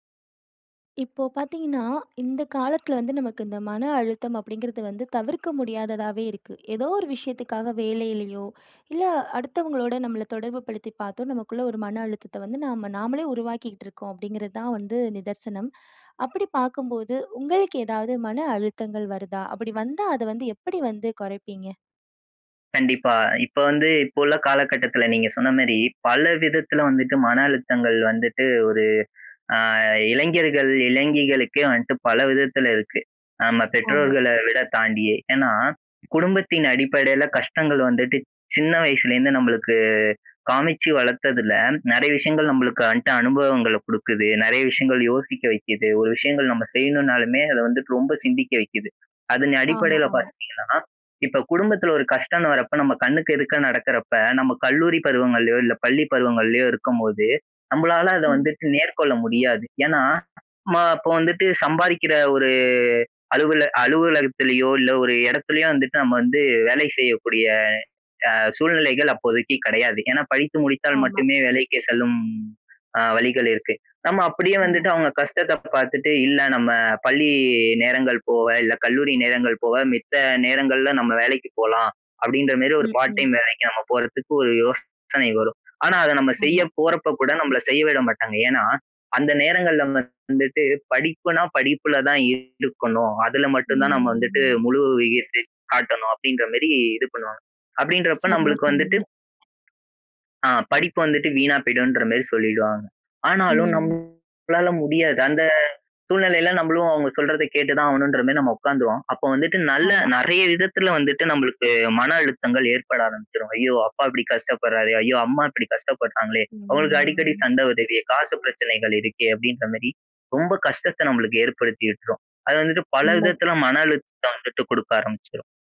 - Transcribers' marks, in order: other background noise; tapping; "மேற்கொள்ள" said as "நேற்கொள்ள"; drawn out: "ஒரு"; "போக" said as "போவ"; "போக" said as "போவ"; in English: "பார்ட் டைம்"; other noise; unintelligible speech; "மாரி" said as "மேரி"; drawn out: "ம்"; drawn out: "ம்"; drawn out: "ம்"
- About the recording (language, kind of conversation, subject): Tamil, podcast, மனஅழுத்தத்தை நீங்கள் எப்படித் தணிக்கிறீர்கள்?